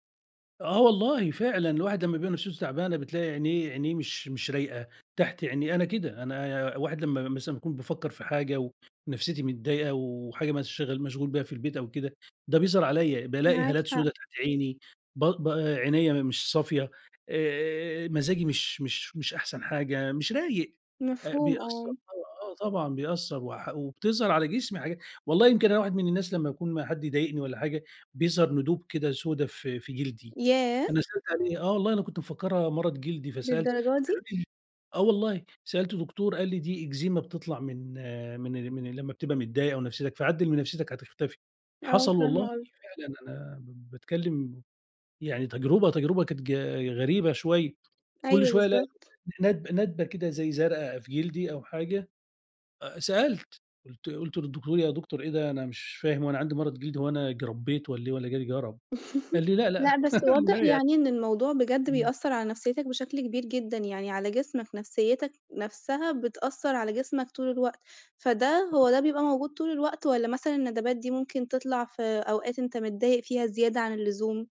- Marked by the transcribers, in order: tapping; laugh; unintelligible speech
- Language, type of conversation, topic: Arabic, podcast, إزاي بتحافظ على توازن ما بين صحتك النفسية وصحتك الجسدية؟